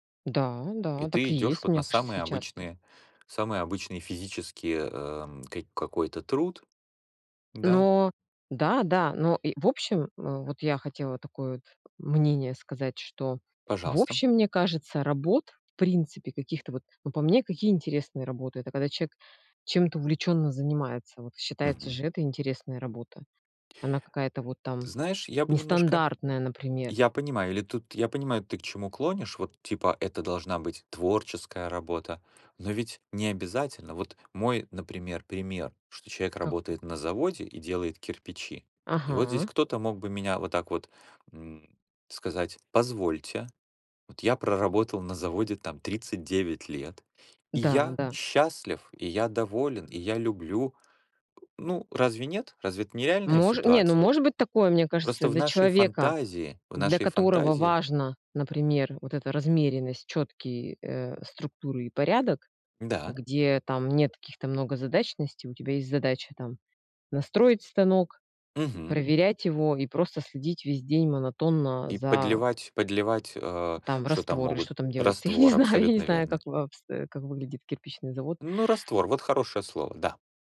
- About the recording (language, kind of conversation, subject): Russian, unstructured, Почему многие люди недовольны своей работой?
- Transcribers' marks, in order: tapping; "кажется" said as "кжица"; other background noise; laughing while speaking: "я не знаю, я не знаю"